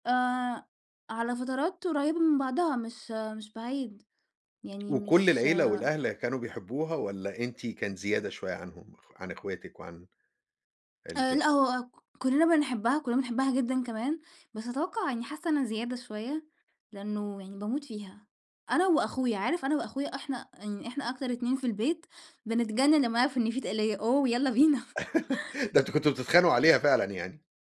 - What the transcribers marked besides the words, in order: tapping; laugh
- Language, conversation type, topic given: Arabic, podcast, إيه الأكلة اللي بتفكّرك بالبيت وبأهلك؟